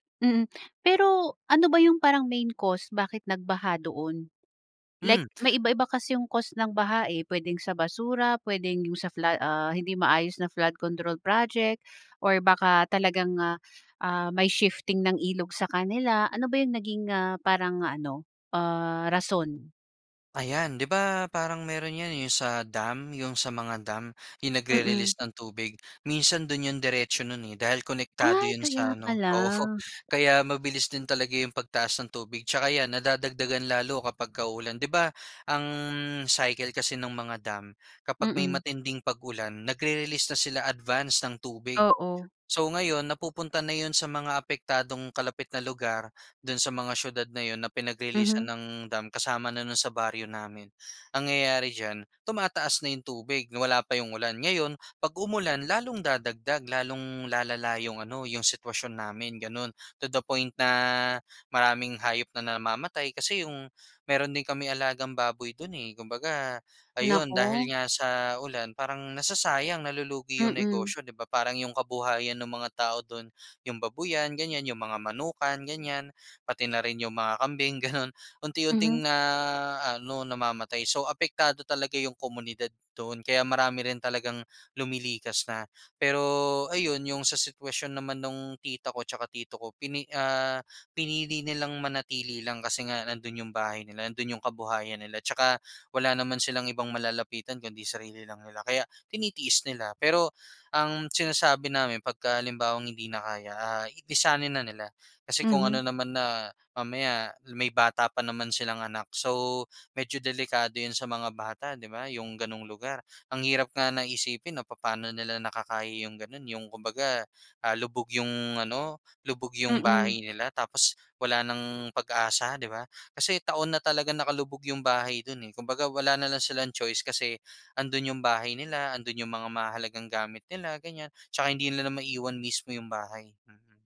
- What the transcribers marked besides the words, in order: in English: "nag-re-release"; laughing while speaking: "oo"; in English: "cycle"; in English: "nag-re-release"; in English: "advanced"; in English: "To the point"; laughing while speaking: "ganun"
- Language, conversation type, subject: Filipino, podcast, Anong mga aral ang itinuro ng bagyo sa komunidad mo?